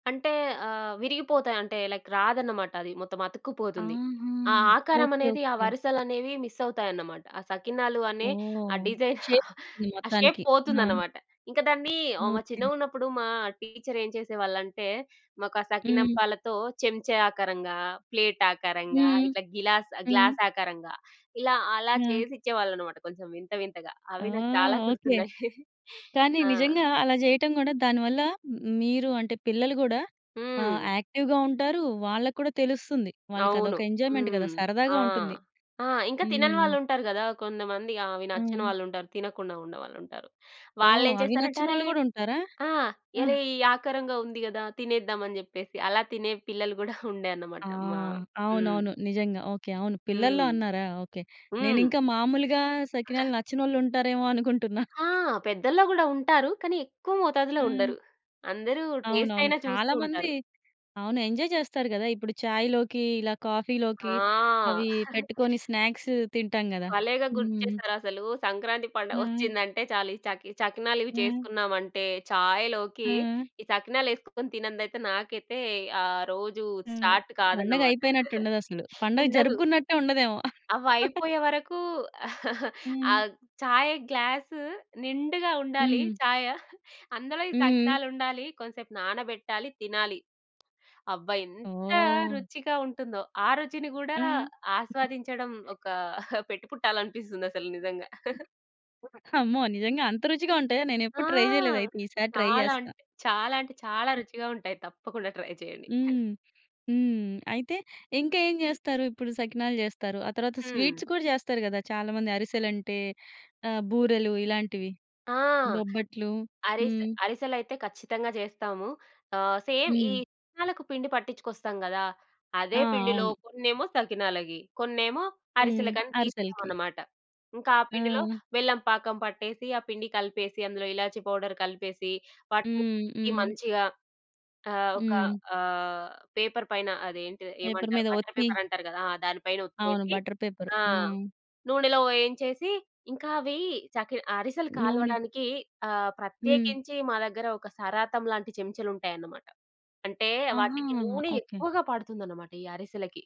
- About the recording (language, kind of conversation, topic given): Telugu, podcast, పండగ రోజుల్లో మీ ఇంటి వాతావరణం ఎలా మారుతుంది?
- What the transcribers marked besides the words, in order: in English: "లైక్"; in English: "మిస్"; other background noise; tapping; in English: "షేప్"; in English: "డిజైన్"; giggle; in English: "షేప్"; in English: "ప్లేట్"; in English: "గ్లాస్"; chuckle; in English: "యాక్టివ్‌గా"; in English: "ఎంజాయ్‌మెం‌ట్"; unintelligible speech; in English: "ఎంజాయ్"; giggle; in English: "స్నాక్స్"; in Hindi: "ఛాయ్‌లోకి"; in English: "స్టార్ట్"; chuckle; chuckle; in Hindi: "ఛాయ్"; in English: "గ్లాస్"; chuckle; in English: "ట్రై"; in English: "ట్రై"; in English: "ట్రై"; in English: "స్వీట్స్"; in English: "సేమ్"; in Hindi: "ఇలాచి"; in English: "పౌడర్"; in English: "పేపర్"; in English: "బటర్ పేపర్"; in English: "పేపర్"; in English: "బటర్ పేపర్"